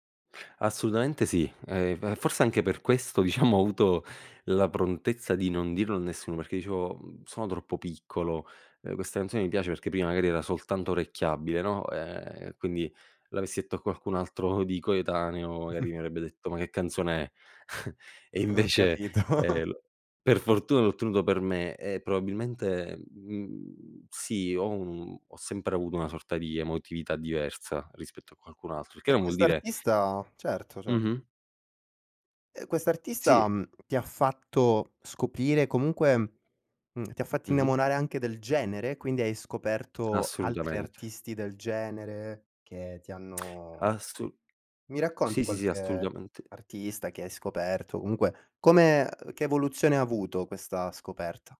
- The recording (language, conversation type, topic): Italian, podcast, Qual è la prima canzone che ti ha fatto innamorare della musica?
- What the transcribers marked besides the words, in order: laughing while speaking: "diciamo ho avuto"; chuckle; laughing while speaking: "Ho"; giggle; chuckle; lip smack; tapping